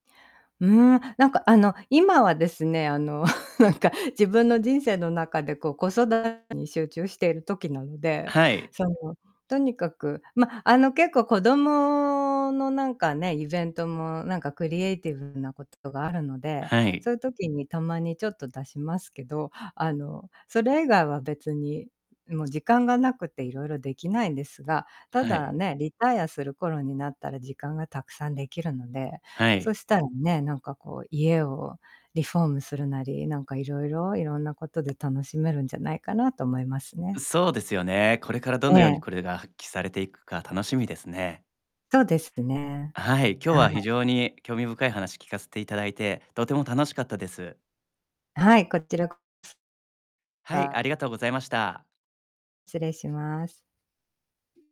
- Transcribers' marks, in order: chuckle; distorted speech; tapping
- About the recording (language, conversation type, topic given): Japanese, podcast, 普段の制作は、見る人を意識して作っていますか、それとも自分のために作っていますか？